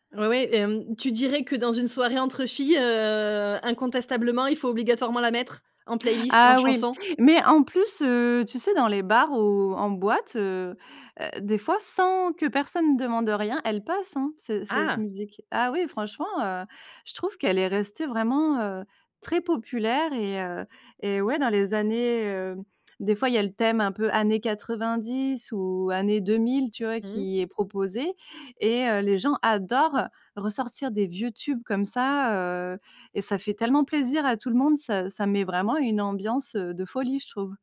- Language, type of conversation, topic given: French, podcast, Quelle chanson te rappelle ton enfance ?
- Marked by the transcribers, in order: none